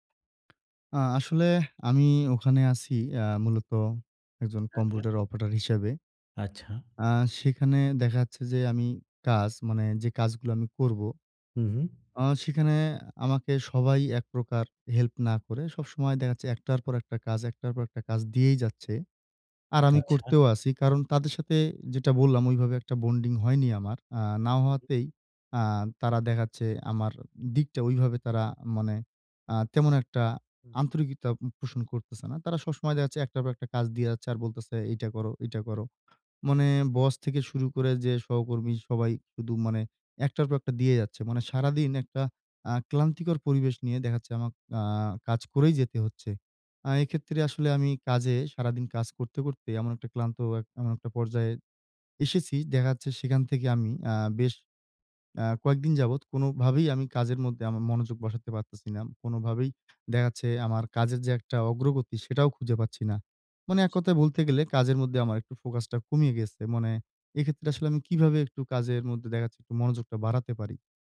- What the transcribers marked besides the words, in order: in English: "বন্ডিং"; tapping; unintelligible speech
- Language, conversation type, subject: Bengali, advice, কাজের সময় কীভাবে বিভ্রান্তি কমিয়ে মনোযোগ বাড়ানো যায়?